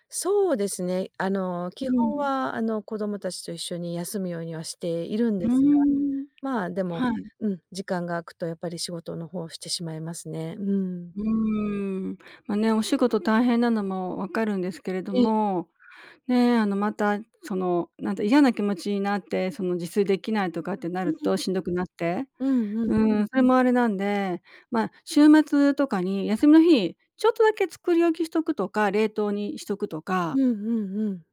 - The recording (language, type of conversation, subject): Japanese, advice, 仕事が忙しくて自炊する時間がないのですが、どうすればいいですか？
- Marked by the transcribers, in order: other background noise